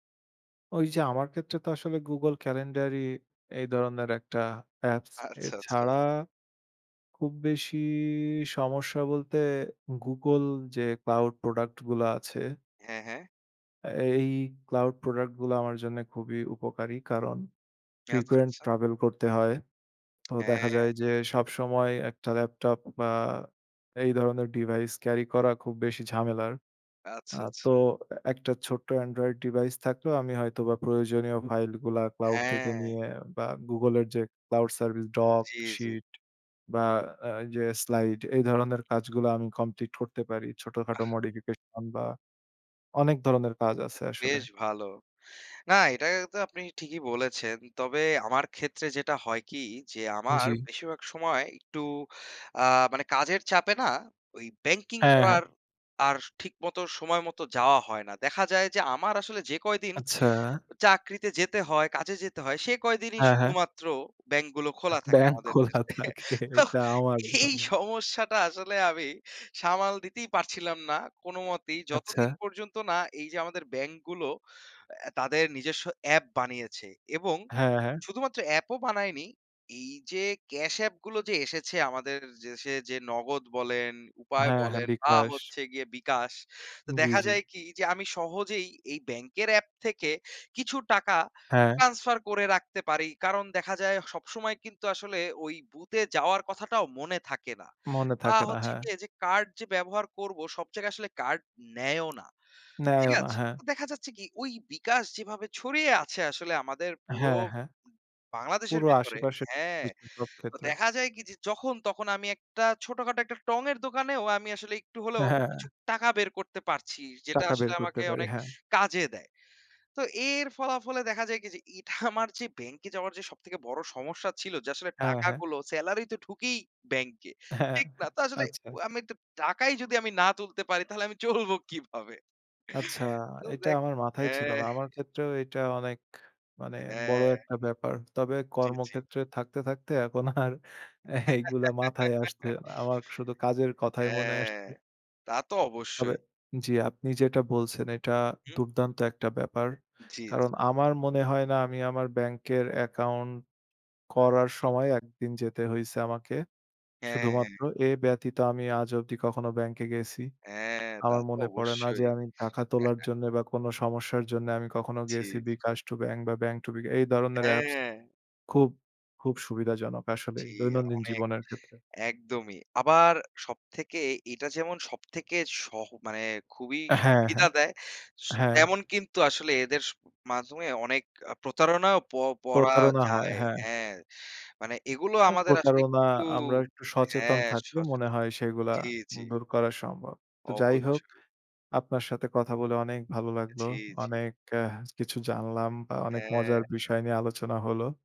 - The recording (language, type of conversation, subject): Bengali, unstructured, অ্যাপগুলি আপনার জীবনে কোন কোন কাজ সহজ করেছে?
- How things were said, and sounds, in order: laughing while speaking: "আচ্ছা, আচ্ছা"; in English: "cloud product"; in English: "cloud product"; in English: "frequent travel"; lip smack; in English: "device carry"; in English: "android device"; in English: "cloud"; in English: "cloud service"; in English: "modification"; laughing while speaking: "ব্যাংক খোলা থাকে, এটা আমার জন্য"; laughing while speaking: "দেশে। তো এই সমস্যাটা আসলে আমি সামাল দিতেই পারছিলাম না"; in English: "cash app"; in English: "transfer"; scoff; laughing while speaking: "আসলে আমি তো টাকাই যদি … তো দেখ হ্যাঁ"; laughing while speaking: "এখন আর এইগুলা মাথায় আসতে না আমার শুধু কাজের কথাই মনে আসছে"; laugh